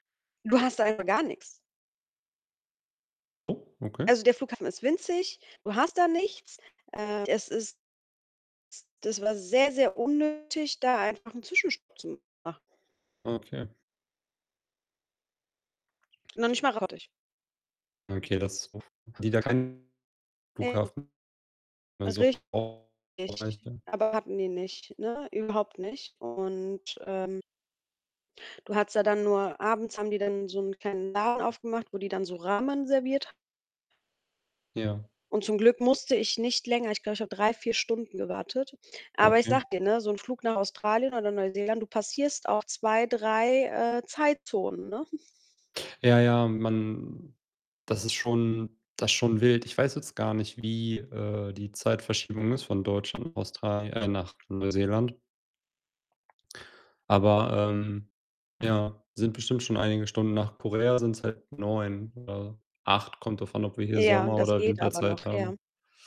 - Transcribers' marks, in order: distorted speech; static; other background noise; unintelligible speech; unintelligible speech; unintelligible speech; chuckle; swallow
- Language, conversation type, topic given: German, unstructured, Wohin reist du am liebsten und warum?